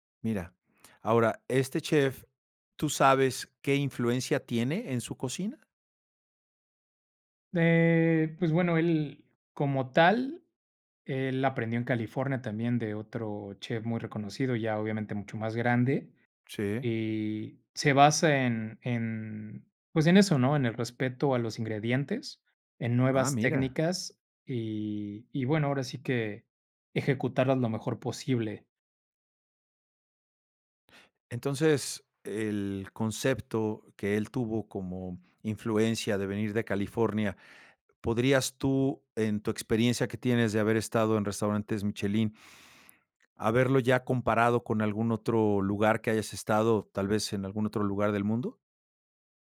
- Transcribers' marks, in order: other background noise
- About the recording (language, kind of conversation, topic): Spanish, podcast, ¿Cuál fue la mejor comida que recuerdas haber probado?